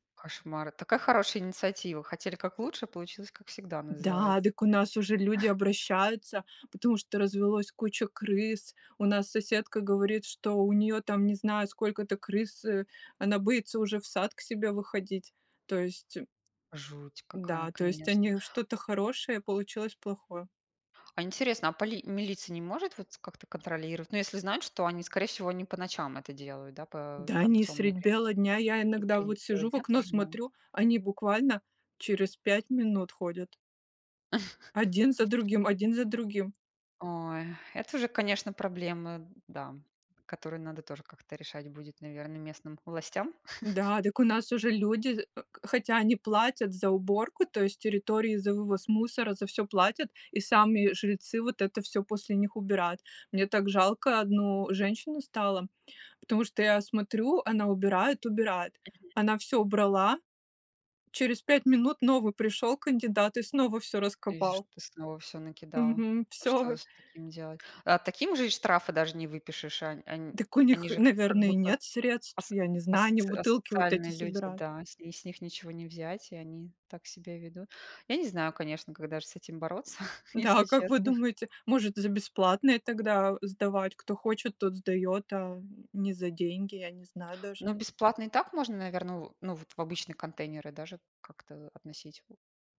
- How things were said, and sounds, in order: chuckle; laugh; chuckle; laughing while speaking: "если честно"
- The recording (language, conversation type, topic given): Russian, unstructured, Почему люди не убирают за собой в общественных местах?